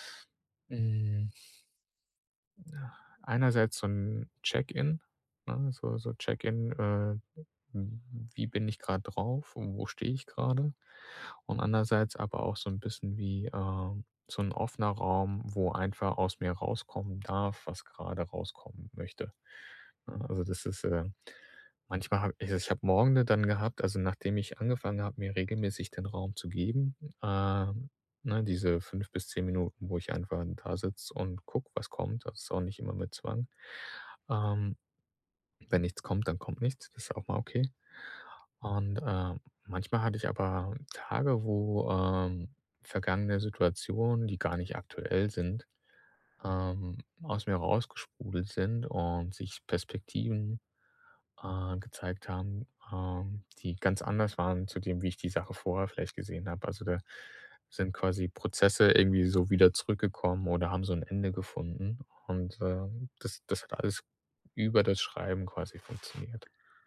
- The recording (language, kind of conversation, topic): German, podcast, Welche kleine Entscheidung führte zu großen Veränderungen?
- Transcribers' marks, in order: other background noise